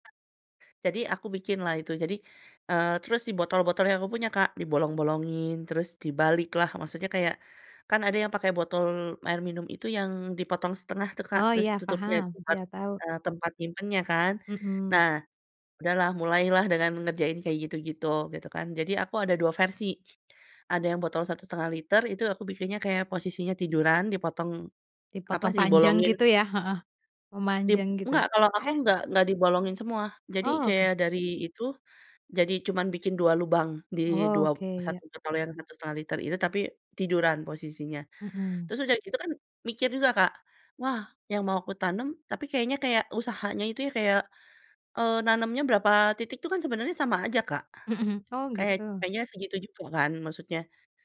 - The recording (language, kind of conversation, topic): Indonesian, podcast, Bagaimana pengalamanmu menanam sayur di rumah atau di balkon?
- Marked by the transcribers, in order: other background noise; tapping; sniff